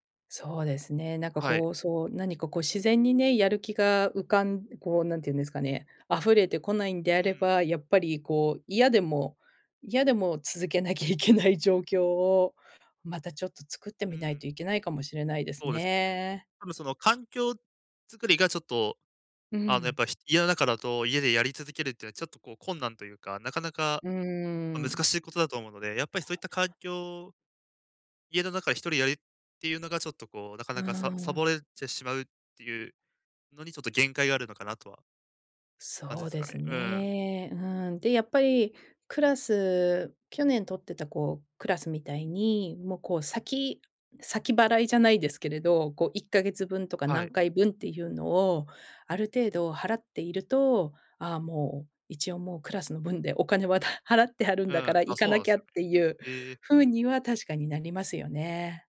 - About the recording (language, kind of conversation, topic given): Japanese, advice, やる気が出ないとき、どうすれば物事を続けられますか？
- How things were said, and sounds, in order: laughing while speaking: "続けなきゃいけない状況を"